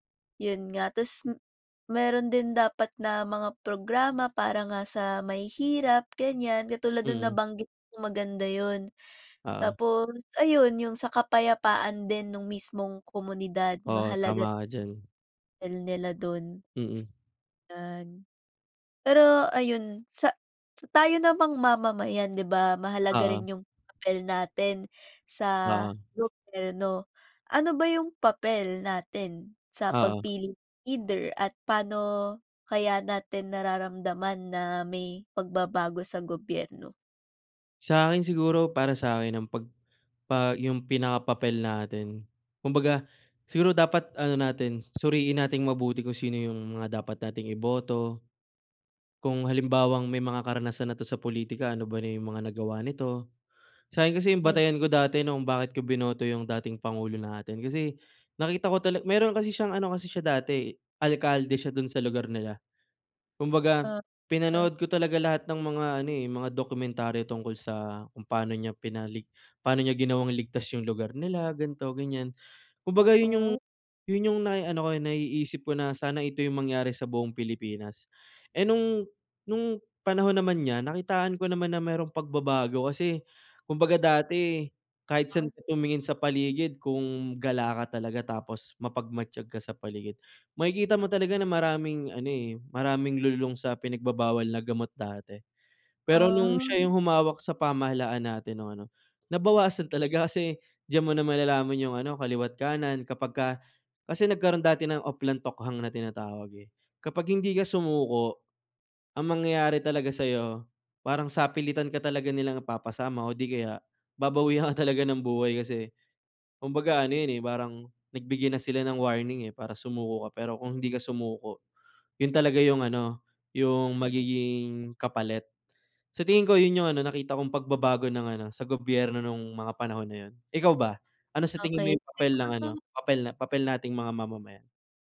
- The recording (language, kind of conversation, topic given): Filipino, unstructured, Paano mo ilalarawan ang magandang pamahalaan para sa bayan?
- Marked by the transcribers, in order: tapping; other background noise